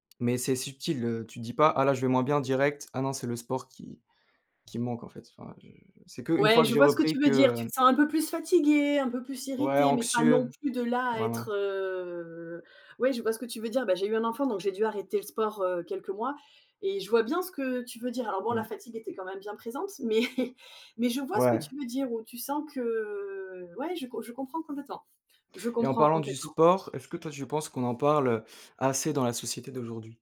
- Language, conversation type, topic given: French, unstructured, Comment le sport peut-il aider à gérer le stress ?
- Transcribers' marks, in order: drawn out: "heu"; chuckle; drawn out: "heu"